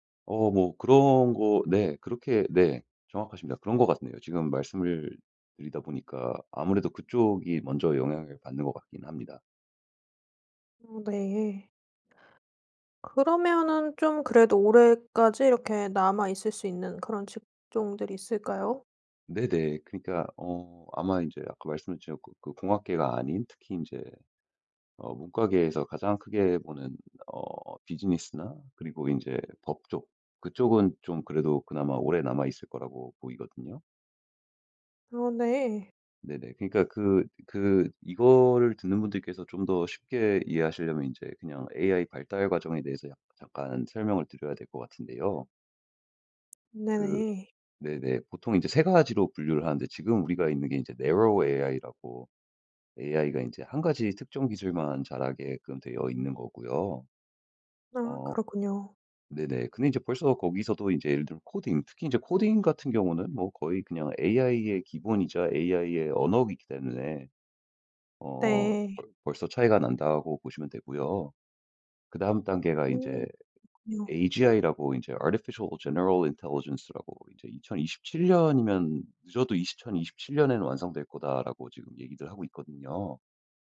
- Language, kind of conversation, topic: Korean, podcast, 기술 발전으로 일자리가 줄어들 때 우리는 무엇을 준비해야 할까요?
- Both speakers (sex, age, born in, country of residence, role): female, 30-34, South Korea, Sweden, host; male, 35-39, United States, United States, guest
- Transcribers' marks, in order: put-on voice: "Narrow"; in English: "Narrow"; put-on voice: "Artificial general intelligence라고"; in English: "Artificial general intelligence라고"